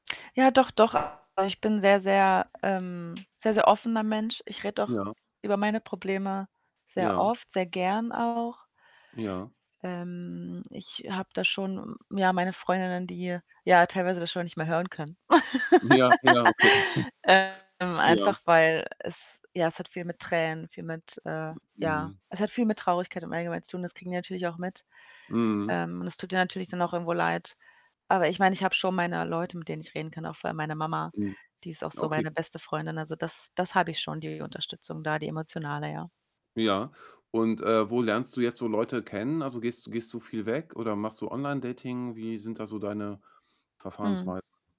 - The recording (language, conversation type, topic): German, advice, Wie kann ich mein Alleinsein annehmen und meinen Selbstwert nach der Trennung wieder stärken?
- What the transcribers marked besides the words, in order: static; other background noise; distorted speech; laugh; laughing while speaking: "Ja"; laughing while speaking: "okay"